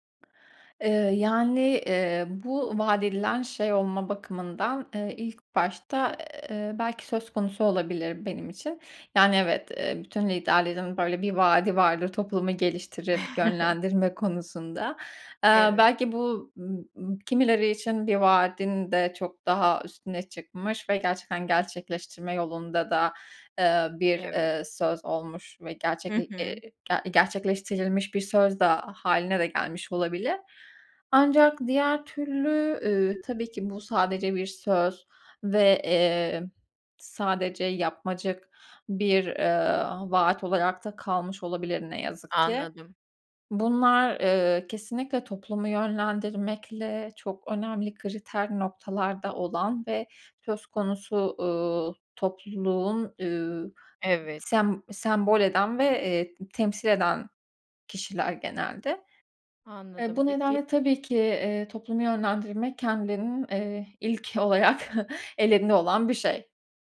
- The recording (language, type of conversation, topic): Turkish, podcast, Bir grup içinde ortak zorluklar yaşamak neyi değiştirir?
- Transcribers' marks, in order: chuckle; tapping; giggle